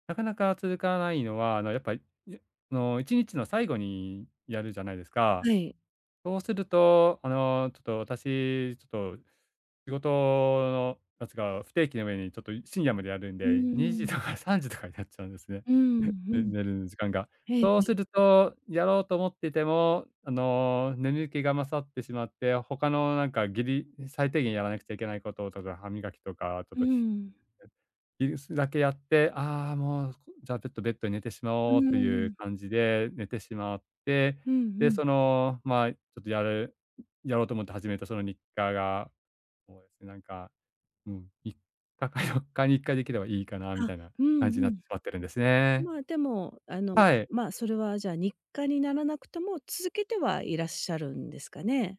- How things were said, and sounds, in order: laughing while speaking: "にじ とか さんじ とかになっちゃうんですね"; "眠気" said as "ねぬけ"; laughing while speaking: "いっか か よっか に"
- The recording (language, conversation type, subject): Japanese, advice, 忙しくて時間がないとき、日課を続けるにはどうすればいいですか？